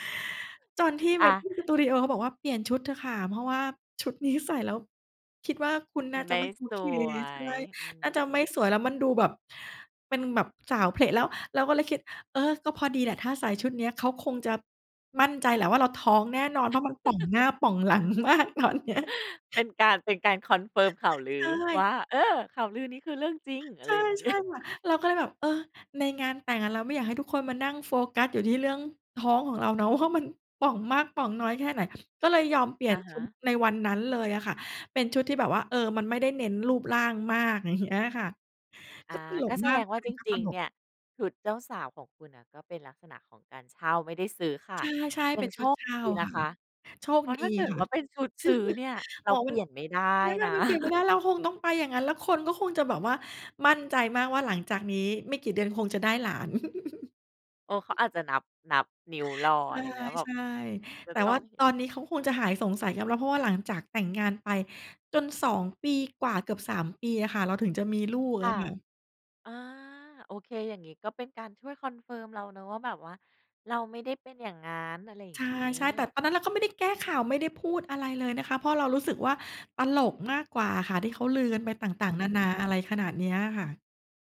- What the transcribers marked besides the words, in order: chuckle; laughing while speaking: "มากตอนเนี้ย"; chuckle; other noise; laughing while speaking: "นี้"; other background noise; laughing while speaking: "เงี้ย"; chuckle; chuckle; chuckle
- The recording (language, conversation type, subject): Thai, podcast, คุณจะจัดการกับข่าวลือในกลุ่มอย่างไร?